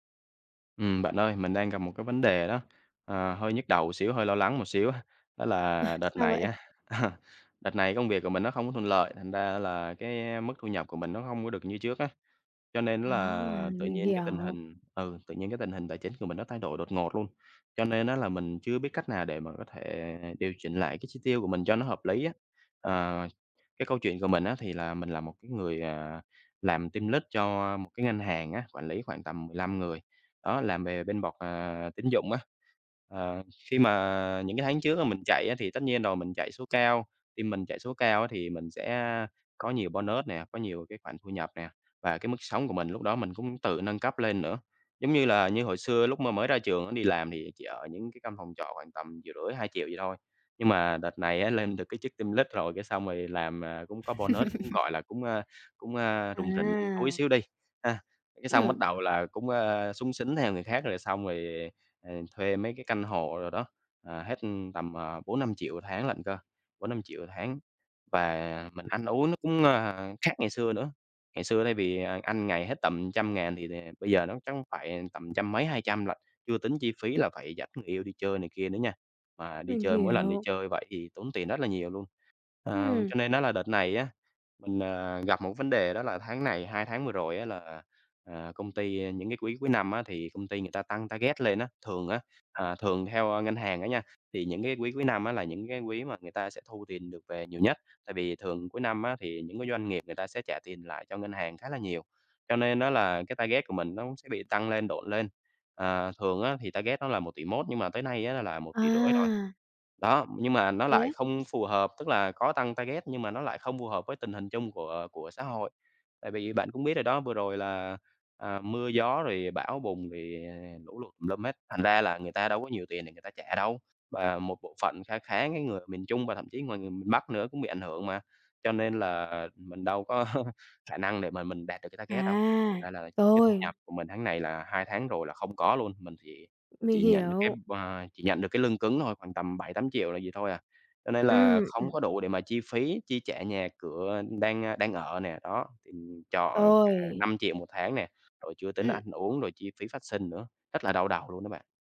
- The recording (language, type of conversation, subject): Vietnamese, advice, Bạn cần điều chỉnh chi tiêu như thế nào khi tình hình tài chính thay đổi đột ngột?
- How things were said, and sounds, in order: laughing while speaking: "Ờ"; laugh; tapping; in English: "team lead"; other background noise; in English: "bonus"; in English: "team lead"; laugh; in English: "bonus"; in English: "target"; in English: "target"; in English: "target"; in English: "target"; laughing while speaking: "có"; in English: "target"